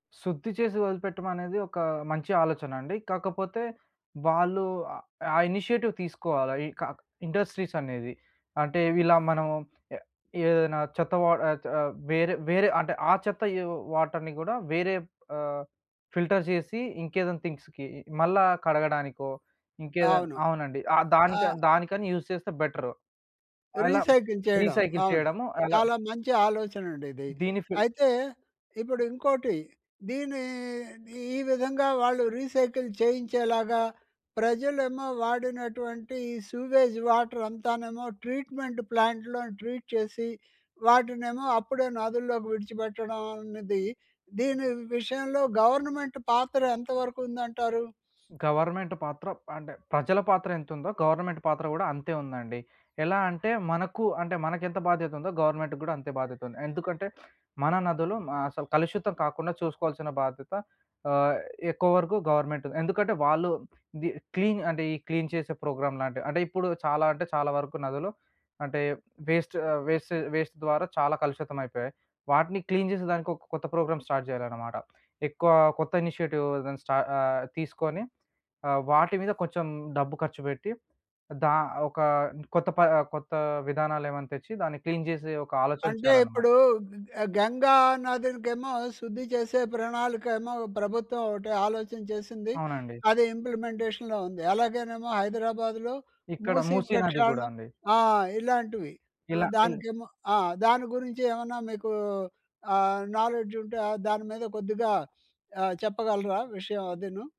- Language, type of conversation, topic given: Telugu, podcast, నదుల పరిరక్షణలో ప్రజల పాత్రపై మీ అభిప్రాయం ఏమిటి?
- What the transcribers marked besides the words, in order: in English: "ఇనిషియేటివ్"; in English: "ఇండస్ట్రీస్"; in English: "వాటర్‍ని"; in English: "ఫిల్టర్"; in English: "థింగ్స్‌కి"; other background noise; in English: "యూజ్"; in English: "రీసైకిల్"; in English: "రీసైకిల్"; in English: "రీసైకిల్"; in English: "సూవేజ్ వాటర్"; in English: "ట్రీట్మెంట్ ప్లాంట్‍లోని ట్రీట్"; in English: "గవర్నమెంట్"; in English: "క్లీన్"; in English: "క్లీన్"; in English: "ప్రోగ్రామ్"; in English: "వేస్ట్"; in English: "వేస్ట్ వేస్ట్"; in English: "క్లీన్"; in English: "ప్రోగ్రామ్ స్టార్ట్"; in English: "ఇనిషియేటివ్"; in English: "క్లీన్"; in English: "ఇంప్లిమెంటేషన్‍లో"; in English: "నాలెడ్జ్"